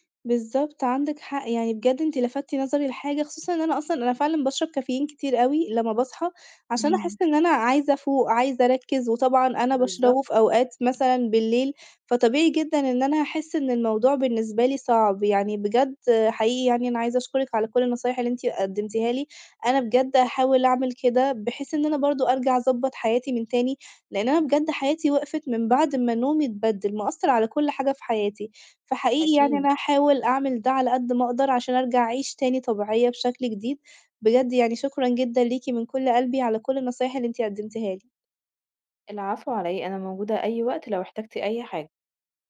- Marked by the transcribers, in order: none
- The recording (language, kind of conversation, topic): Arabic, advice, ازاي اقدر انام كويس واثبت على ميعاد نوم منتظم؟